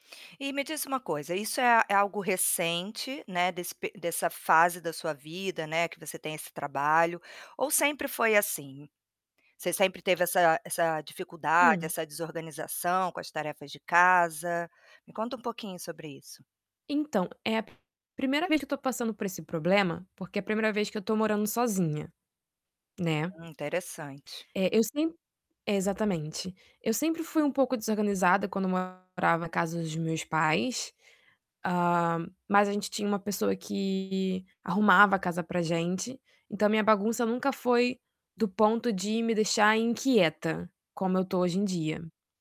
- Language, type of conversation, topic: Portuguese, advice, Como posso organizar o ambiente de casa para conseguir aproveitar melhor meus momentos de lazer?
- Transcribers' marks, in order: tapping; distorted speech